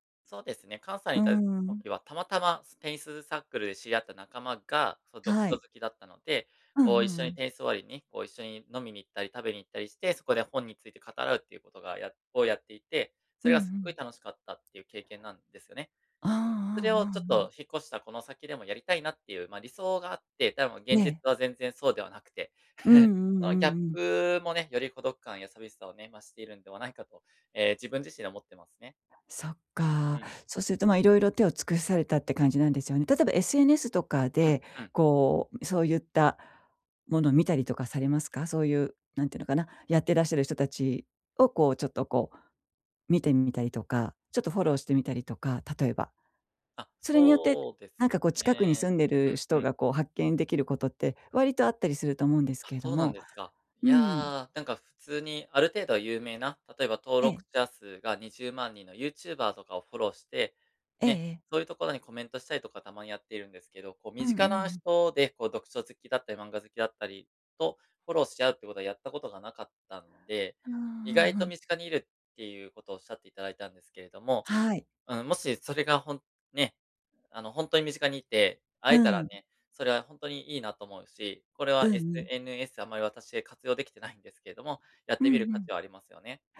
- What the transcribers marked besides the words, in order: chuckle
- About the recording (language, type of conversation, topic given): Japanese, advice, 新しい場所で感じる孤独や寂しさを、どうすればうまく対処できますか？